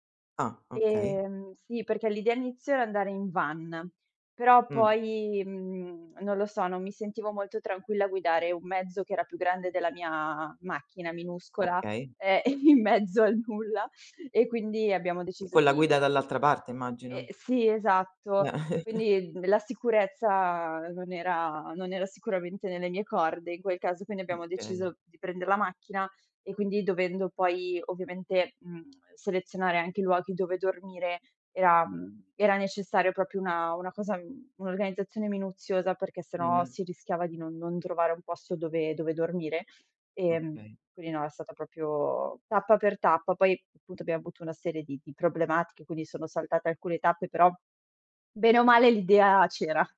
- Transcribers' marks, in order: tapping; laughing while speaking: "in mezzo al nulla"; chuckle; other background noise; "okay" said as "kay"; tsk; "proprio" said as "propio"; "proprio" said as "propio"
- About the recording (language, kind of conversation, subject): Italian, podcast, Puoi raccontarmi di un viaggio che ti ha cambiato la vita?